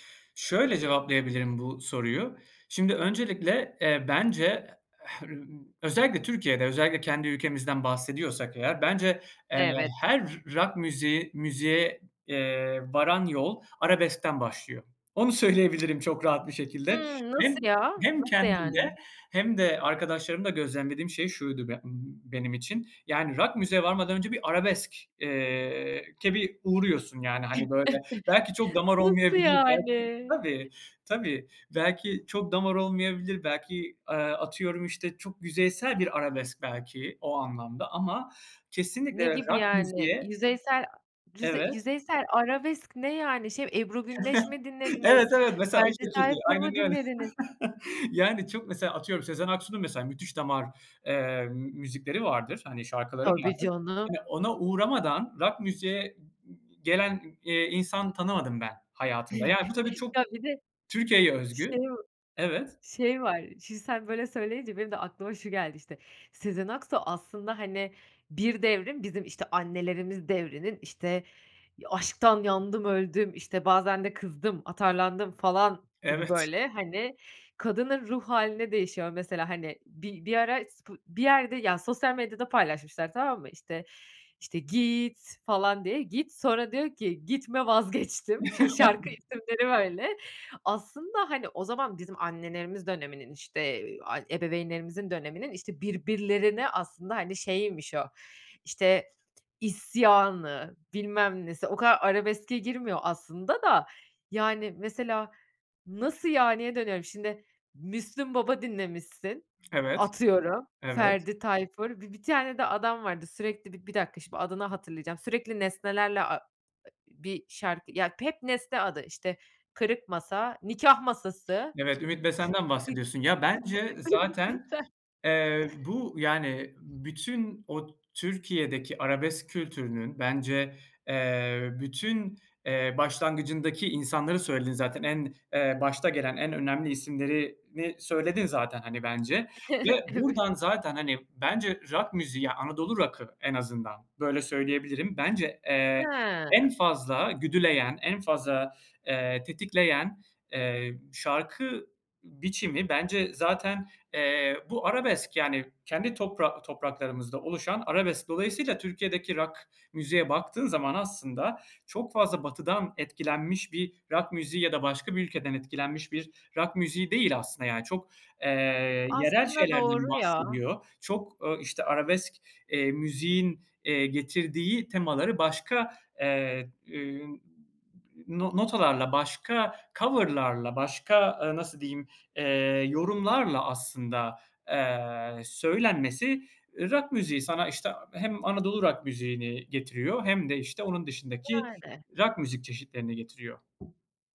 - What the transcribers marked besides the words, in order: other noise; tapping; chuckle; chuckle; chuckle; chuckle; singing: "git"; chuckle; laughing while speaking: "Ümit Besen"; other background noise; chuckle; in English: "cover'larla"
- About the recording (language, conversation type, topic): Turkish, podcast, Müzik zevkinin seni nasıl tanımladığını düşünüyorsun?